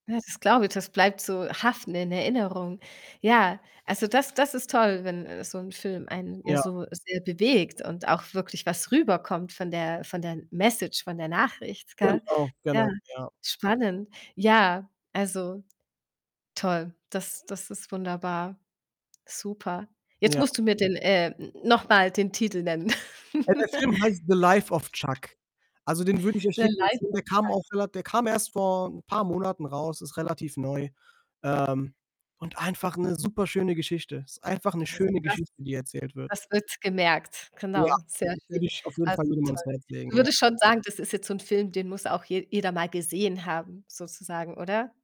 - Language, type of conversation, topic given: German, podcast, Welcher Film hat dich besonders bewegt?
- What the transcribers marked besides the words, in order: other background noise; distorted speech; in English: "Message"; laugh; unintelligible speech